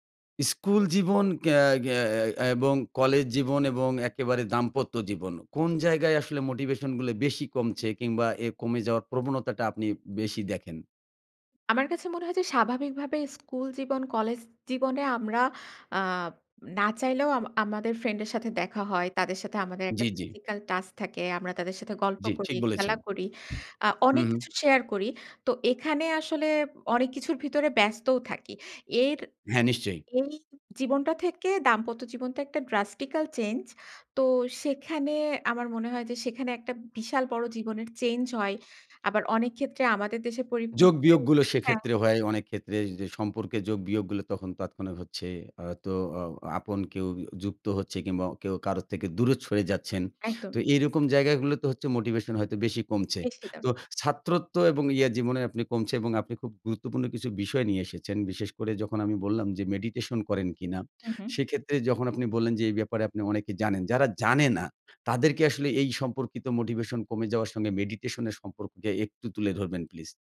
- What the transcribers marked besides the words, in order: tapping; in English: "drastical"
- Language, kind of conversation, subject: Bengali, podcast, মোটিভেশন কমে গেলে আপনি কীভাবে নিজেকে আবার উদ্দীপ্ত করেন?